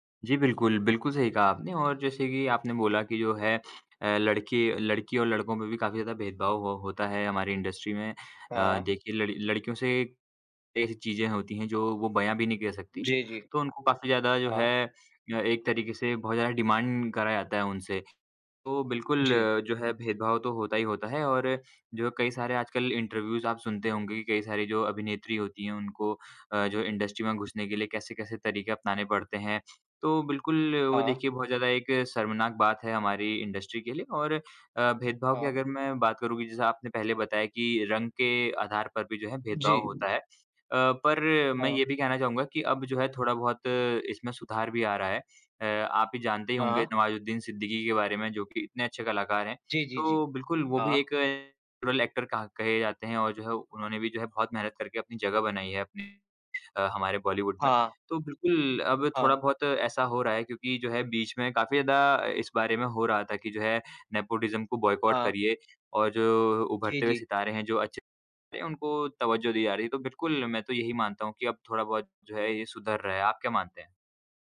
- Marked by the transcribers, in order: in English: "इंडस्ट्री"; in English: "डिमांड"; in English: "इंटरव्यूज़"; in English: "इंडस्ट्री"; in English: "इंडस्ट्री"; other background noise; in English: "नैचुरल ऐक्टर"; in English: "नेपोटिज़म"; in English: "बॉयकोट"
- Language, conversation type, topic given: Hindi, unstructured, क्या मनोरंजन उद्योग में भेदभाव होता है?